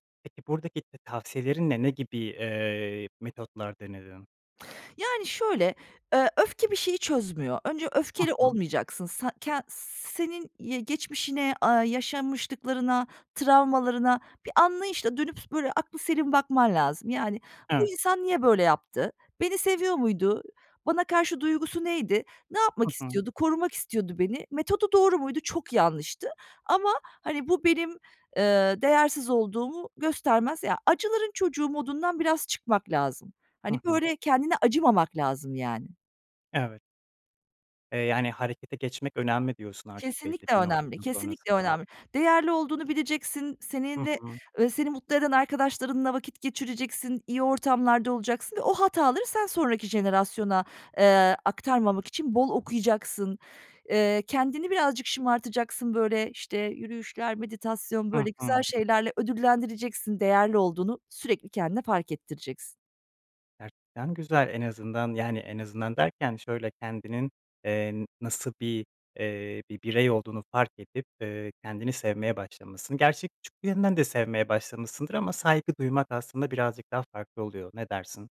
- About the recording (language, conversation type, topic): Turkish, podcast, Ailenizin beklentileri seçimlerinizi nasıl etkiledi?
- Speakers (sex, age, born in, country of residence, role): female, 40-44, Turkey, Germany, guest; male, 25-29, Turkey, Poland, host
- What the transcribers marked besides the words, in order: other background noise